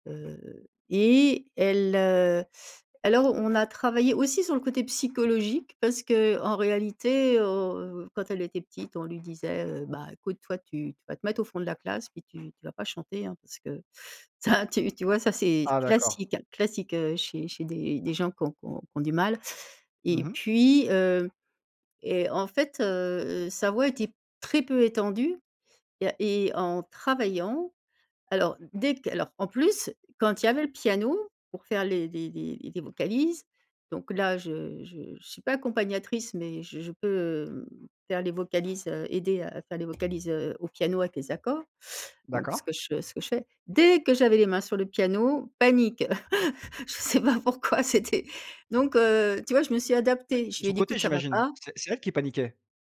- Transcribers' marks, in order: other background noise; laughing while speaking: "ça, tu tu vois"; tapping; stressed: "Dès"; chuckle; laughing while speaking: "Je sais pas pourquoi c'était"
- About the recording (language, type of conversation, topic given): French, podcast, Comment exprimes-tu des choses difficiles à dire autrement ?